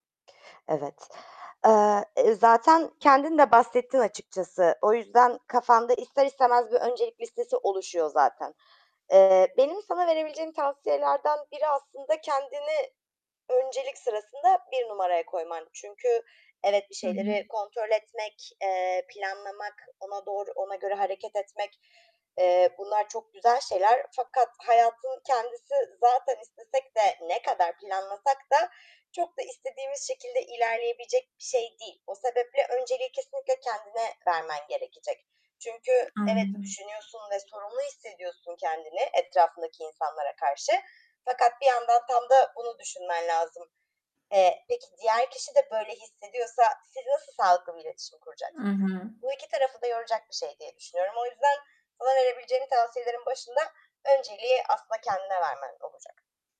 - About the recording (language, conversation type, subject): Turkish, advice, Girişiminle özel hayatını dengelemekte neden zorlanıyorsun?
- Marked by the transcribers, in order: static; tapping; other background noise